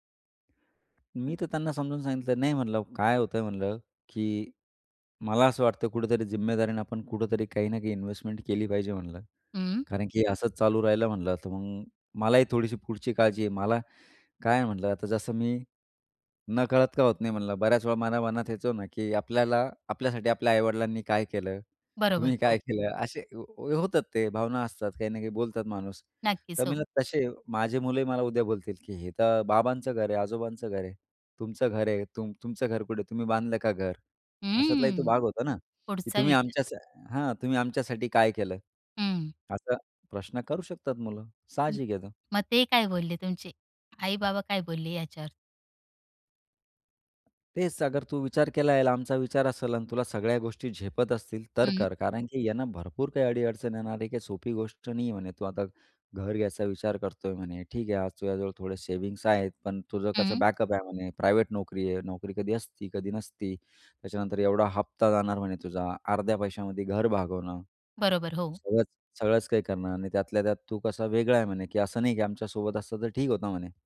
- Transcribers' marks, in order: in English: "इन्व्हेस्टमेंट"; laughing while speaking: "तुम्ही काय केलं?"; drawn out: "हम्म"; tapping; in English: "सेविंग्स"; in English: "बॅकअप"; in English: "प्रायव्हेट"
- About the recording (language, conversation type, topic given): Marathi, podcast, तुमच्या आयुष्यातला मुख्य आधार कोण आहे?
- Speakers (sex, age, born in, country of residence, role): female, 35-39, India, India, host; male, 35-39, India, India, guest